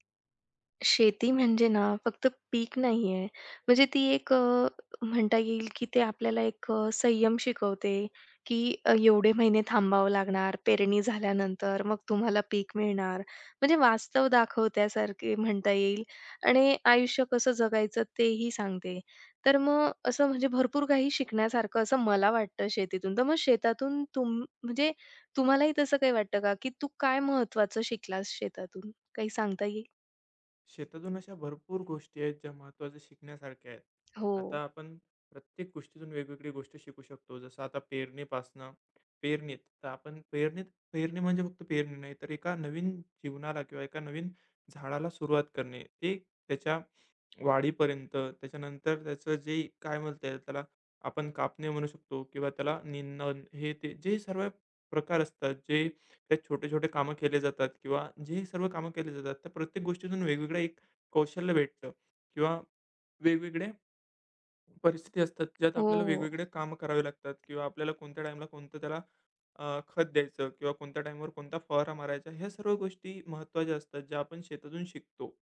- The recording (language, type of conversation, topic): Marathi, podcast, शेतात काम करताना तुला सर्वात महत्त्वाचा धडा काय शिकायला मिळाला?
- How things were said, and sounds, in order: tapping; other background noise